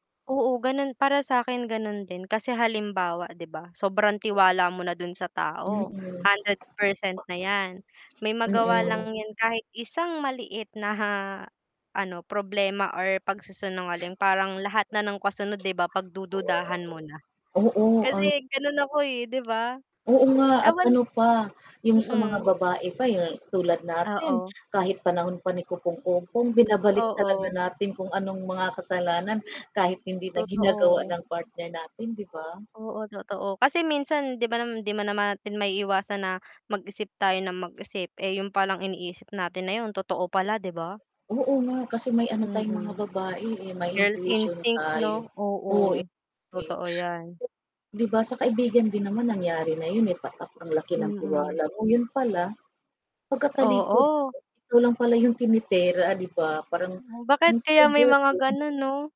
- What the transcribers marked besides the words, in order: static; other noise; background speech; "pag-si-sinungaling" said as "pagsusunangaling"; other background noise; "tinitira" said as "tinetera"; unintelligible speech
- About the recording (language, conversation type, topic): Filipino, unstructured, Ano ang epekto ng pagtitiwala sa ating mga relasyon?